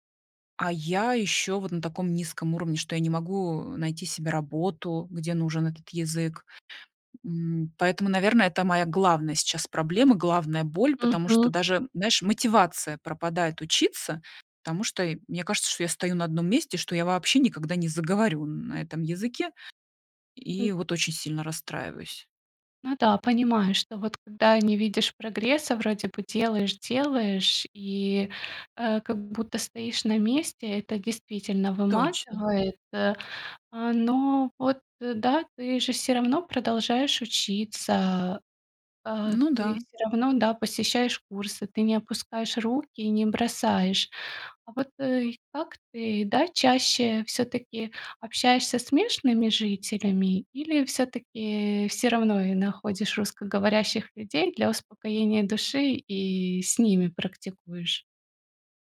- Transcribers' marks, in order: other background noise; other noise; "местными" said as "мешными"
- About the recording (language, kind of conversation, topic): Russian, advice, Как перестать постоянно сравнивать себя с друзьями и перестать чувствовать, что я отстаю?